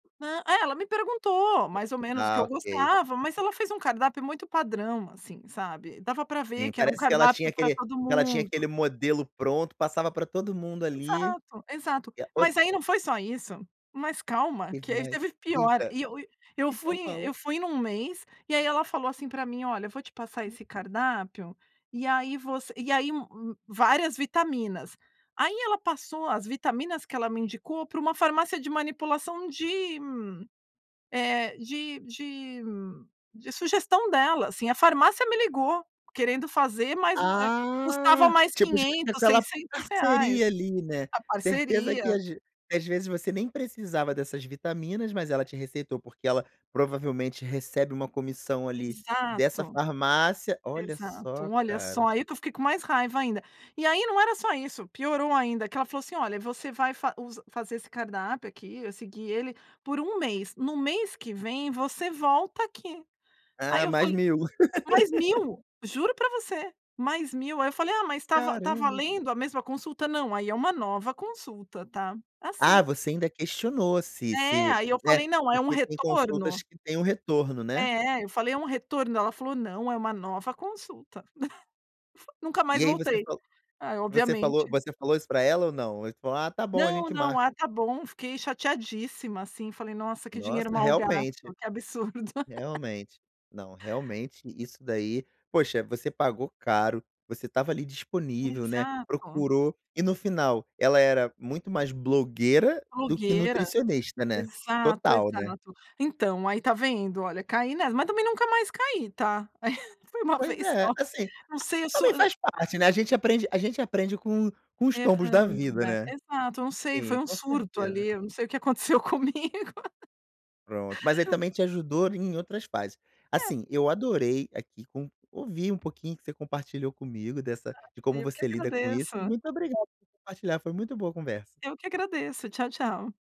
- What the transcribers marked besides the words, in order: tapping; other background noise; laugh; laugh; laugh; chuckle; laughing while speaking: "comigo"; other noise
- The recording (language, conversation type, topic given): Portuguese, podcast, Como você equilibra prazer imediato e metas de longo prazo?